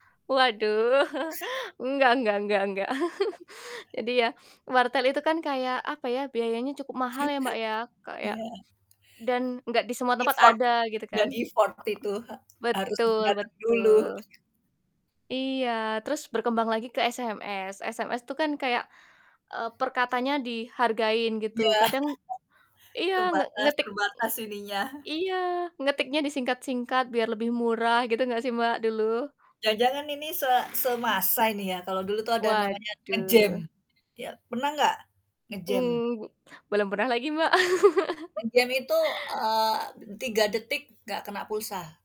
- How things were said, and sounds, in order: chuckle; chuckle; in English: "Effort"; in English: "Effort"; other background noise; laugh; other noise; chuckle; distorted speech; laugh
- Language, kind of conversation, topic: Indonesian, unstructured, Bagaimana teknologi mengubah cara kita berkomunikasi dalam kehidupan sehari-hari?